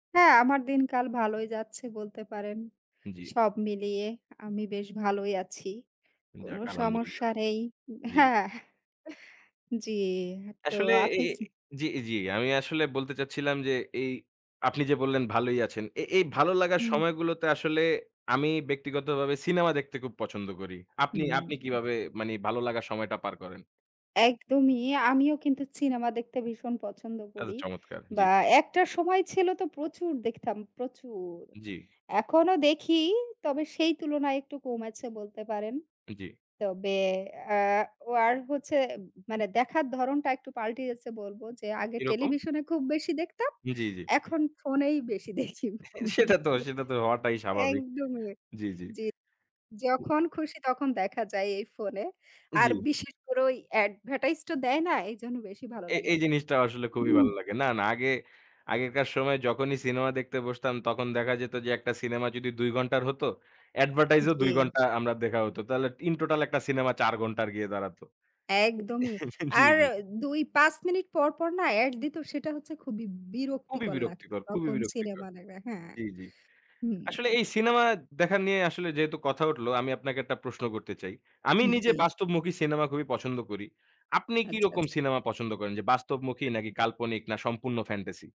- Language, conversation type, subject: Bengali, unstructured, তুমি সিনেমা দেখতে গেলে কী ধরনের গল্প বেশি পছন্দ করো?
- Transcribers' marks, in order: laughing while speaking: "হ্যাঁ"; chuckle; laughing while speaking: "সেটা তো সেটা তো হওয়াটাই স্বাভাবিক"; laughing while speaking: "দেখি। একদমই"; throat clearing; chuckle; laughing while speaking: "জি, জি"; other background noise